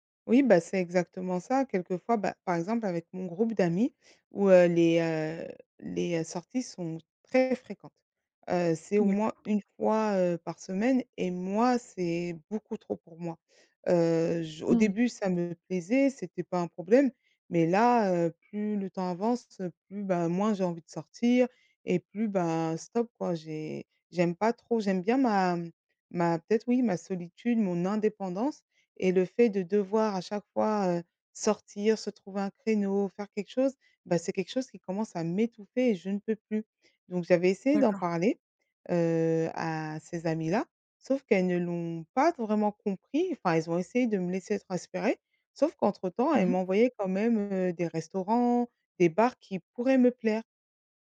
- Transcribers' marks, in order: none
- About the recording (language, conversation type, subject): French, advice, Comment puis-je refuser des invitations sociales sans me sentir jugé ?
- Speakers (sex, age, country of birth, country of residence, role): female, 25-29, France, France, advisor; female, 35-39, France, France, user